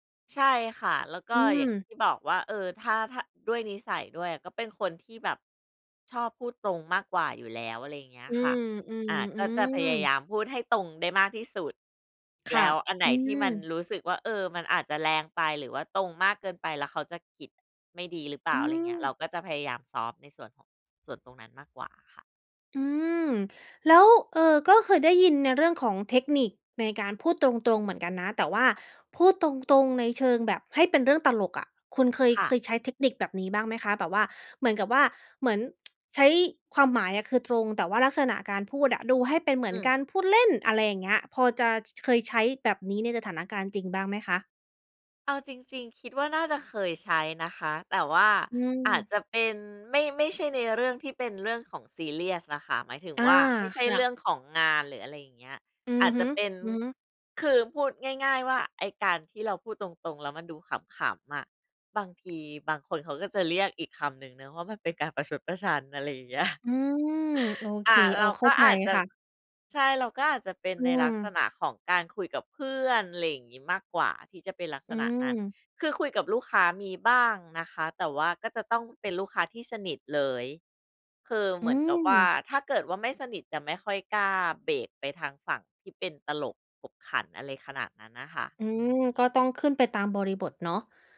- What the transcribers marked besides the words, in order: tsk; tapping; laughing while speaking: "เงี้ย"
- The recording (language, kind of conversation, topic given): Thai, podcast, เวลาถูกให้ข้อสังเกต คุณชอบให้คนพูดตรงๆ หรือพูดอ้อมๆ มากกว่ากัน?